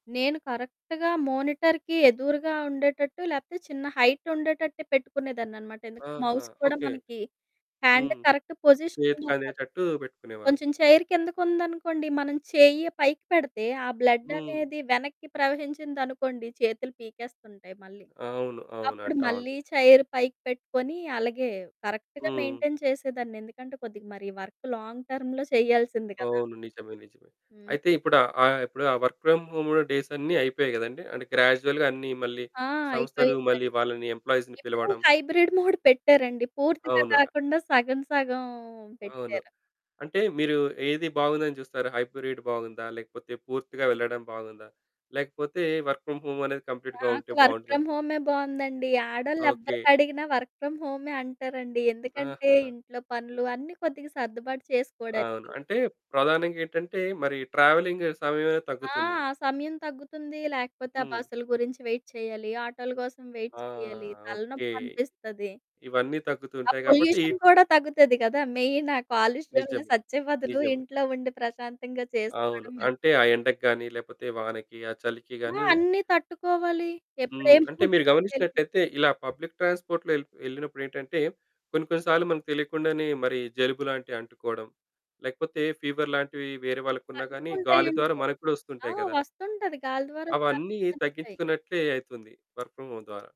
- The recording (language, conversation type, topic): Telugu, podcast, మీ ఇంట్లో పనికి సరిపోయే స్థలాన్ని మీరు శ్రద్ధగా ఎలా సర్దుబాటు చేసుకుంటారు?
- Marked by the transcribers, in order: in English: "కరెక్ట్‌గా మానిటర్‌కి"; in English: "హైట్"; in English: "మౌస్"; in English: "హ్యాండ్ కరెక్ట్ పొజిషన్"; distorted speech; in English: "చైర్"; in English: "బ్లడ్"; in English: "చైర్"; in English: "కరెక్ట్‌గా మెయింటైన్"; in English: "వర్క్ లాంగ్ టర్మ్‌లో"; in English: "వర్క్ ఫ్రమ్ హోమ్ డేస్"; in English: "గ్రాడ్యుయల్‌గా"; static; in English: "ఎంప్లాయీస్‌ని"; in English: "హైబ్రిడ్ మోడ్"; in English: "హైబ్రిడ్"; in English: "వర్క్ ఫ్రమ్ హోమ్"; in English: "కంప్లీట్‌గా"; in English: "వర్క్ ఫ్రమ్"; other background noise; in English: "వర్క్ ఫ్రమ్"; in English: "ట్రావెలింగ్"; in English: "వెయిట్"; in English: "వెయిట్"; in English: "పొల్యూషన్"; in English: "మెయిన్"; in English: "పబ్లిక్ ట్రాన్స్పోర్ట్‌లో"; in English: "ఫీవర్"; in English: "వర్క్ ఫ్రమ్ హోమ్"